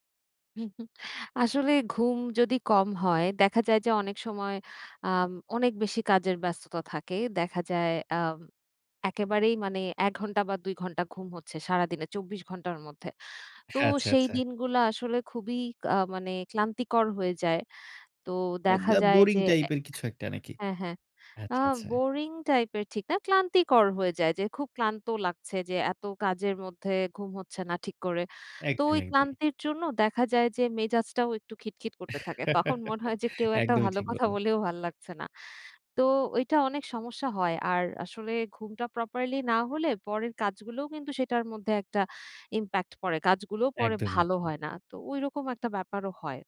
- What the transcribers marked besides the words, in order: chuckle; other background noise; chuckle; in English: "properly"; in English: "impact"
- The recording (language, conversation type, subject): Bengali, podcast, ঘুমের অভ্যাস আপনার মানসিক স্বাস্থ্যে কীভাবে প্রভাব ফেলে, আর এ বিষয়ে আপনার অভিজ্ঞতা কী?